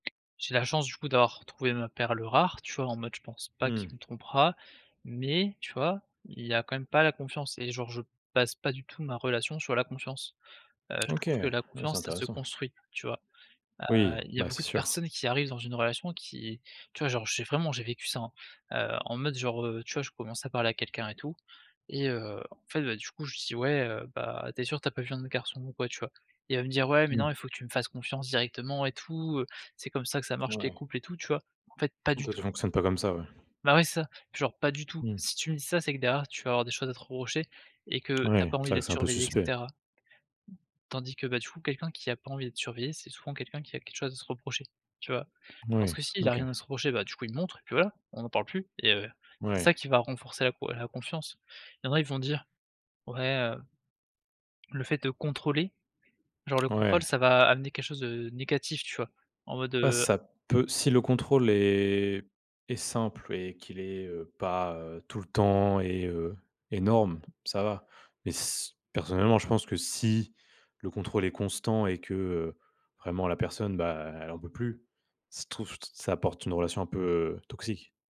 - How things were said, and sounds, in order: tapping
- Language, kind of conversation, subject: French, podcast, Quels gestes simples renforcent la confiance au quotidien ?